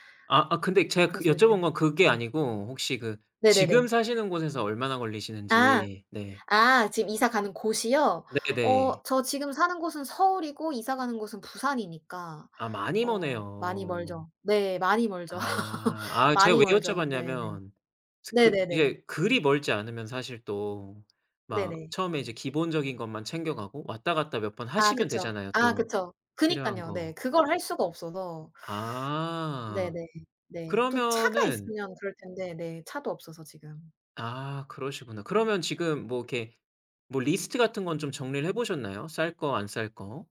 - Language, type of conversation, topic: Korean, advice, 이사 후 집을 정리하면서 무엇을 버릴지 어떻게 결정하면 좋을까요?
- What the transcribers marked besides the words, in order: other background noise; laugh